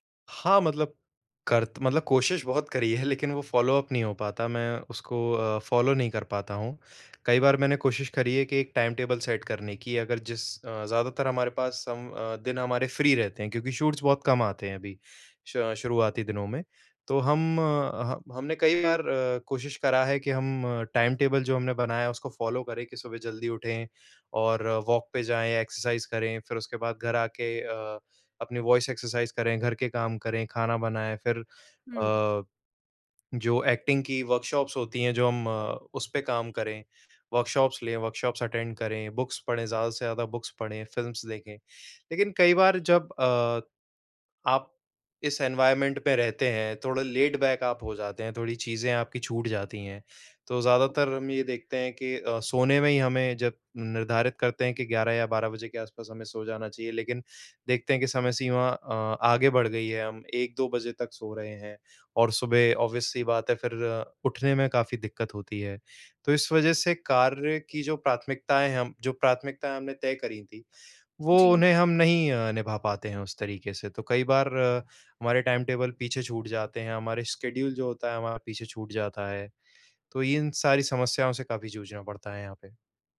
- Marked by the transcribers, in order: in English: "फॉलो अप"; in English: "फॉलो"; in English: "टाइम टेबल सेट"; in English: "फ्री"; in English: "शूट्स"; in English: "टाइम टेबल"; in English: "फॉलो"; in English: "वॉक"; in English: "एक्सरसाइज़"; in English: "वॉइस एक्सरसाइज़"; in English: "एक्टिंग"; in English: "वर्कशॉप्स"; in English: "वर्कशॉप्स"; in English: "वर्कशॉप्स अटेंड"; in English: "बुक्स"; in English: "बुक्स"; in English: "फ़िल्म्स"; in English: "एनवायरनमेंट"; in English: "लेड बैक"; in English: "ऑब्वियस"; in English: "टाइम टेबल"; in English: "स्केड्यूल"
- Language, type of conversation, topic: Hindi, advice, कई कार्यों के बीच प्राथमिकताओं का टकराव होने पर समय ब्लॉक कैसे बनाऊँ?